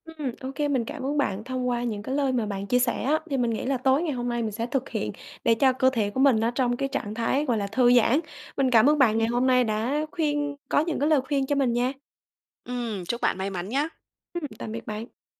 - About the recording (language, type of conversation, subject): Vietnamese, advice, Vì sao bạn thường trằn trọc vì lo lắng liên tục?
- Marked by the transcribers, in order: tapping